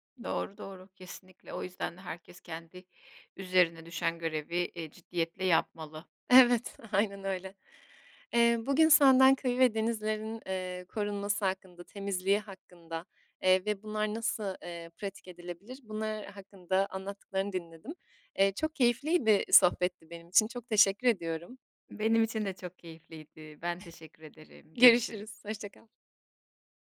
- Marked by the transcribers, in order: laughing while speaking: "aynen öyle"; other background noise
- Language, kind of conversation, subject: Turkish, podcast, Kıyı ve denizleri korumaya bireyler nasıl katkıda bulunabilir?